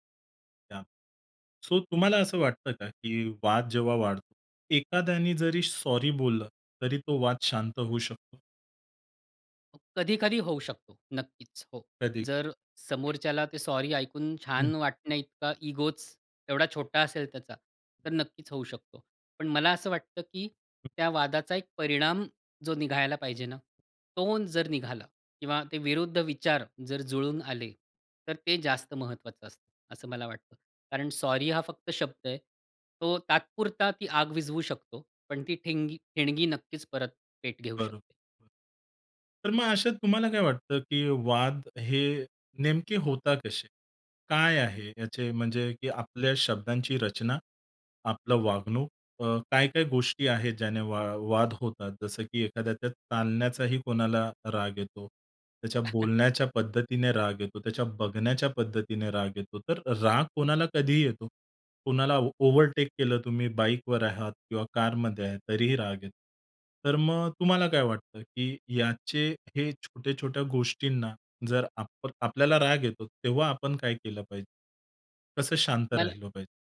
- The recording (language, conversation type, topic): Marathi, podcast, वाद वाढू न देता आपण स्वतःला शांत कसे ठेवता?
- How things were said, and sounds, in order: unintelligible speech; other background noise; chuckle